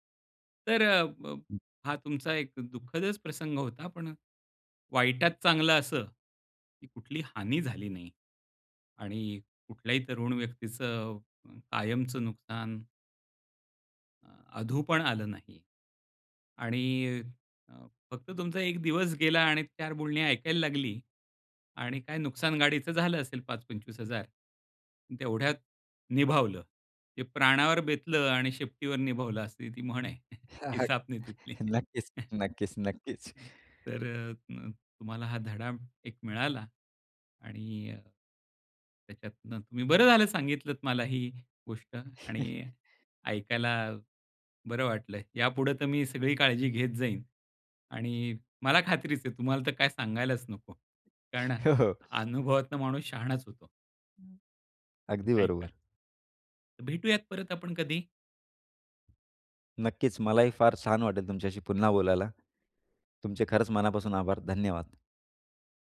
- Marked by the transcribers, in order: chuckle; other background noise; tapping; chuckle; other noise; chuckle; laughing while speaking: "हो, हो"
- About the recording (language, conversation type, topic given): Marathi, podcast, कधी तुमचा जवळजवळ अपघात होण्याचा प्रसंग आला आहे का, आणि तो तुम्ही कसा टाळला?